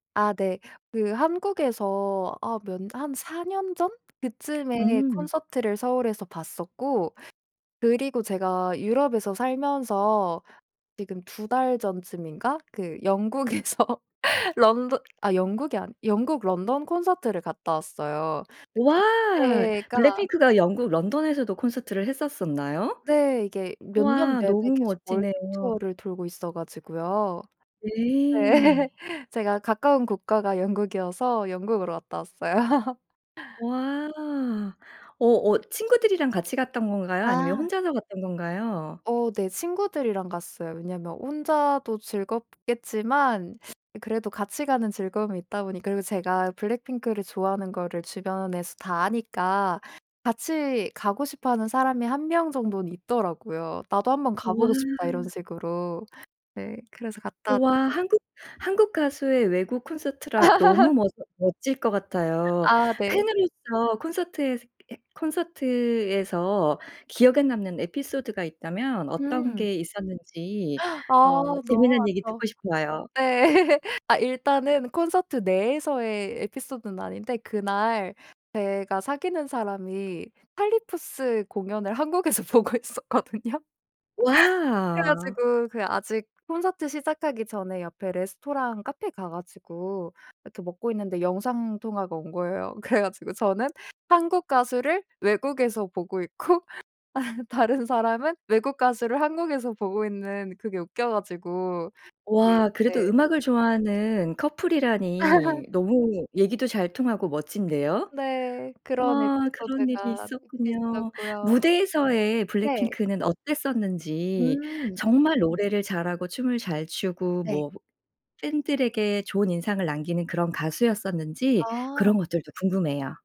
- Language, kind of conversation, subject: Korean, podcast, 좋아하는 가수나 밴드에 대해 이야기해 주실 수 있나요?
- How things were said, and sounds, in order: laughing while speaking: "영국에서"; other background noise; tapping; laughing while speaking: "네"; laugh; laughing while speaking: "왔어요"; laugh; laugh; laugh; laughing while speaking: "한국에서 보고 있었거든요"; laughing while speaking: "그래 가지고"; laugh; laugh; put-on voice: "팬"